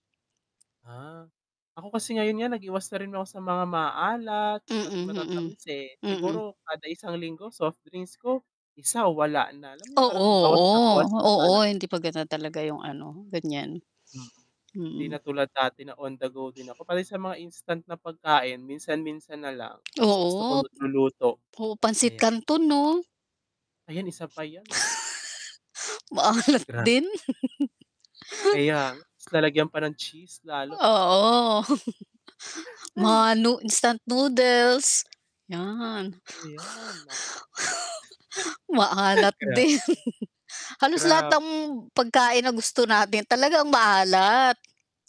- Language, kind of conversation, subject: Filipino, unstructured, Ano ang pakiramdam mo kapag kumakain ka ng mga pagkaing sobrang maalat?
- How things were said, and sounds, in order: static; distorted speech; sniff; tongue click; tongue click; chuckle; laugh; other background noise; laugh; tapping; chuckle